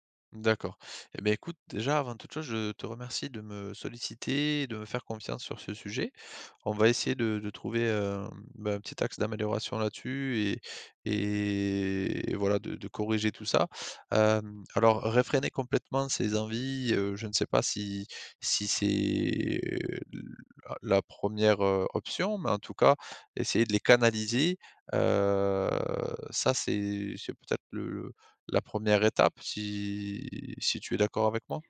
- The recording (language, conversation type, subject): French, advice, Comment reconnaître les situations qui déclenchent mes envies et éviter qu’elles prennent le dessus ?
- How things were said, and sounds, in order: drawn out: "et"; drawn out: "c'est"; drawn out: "heu"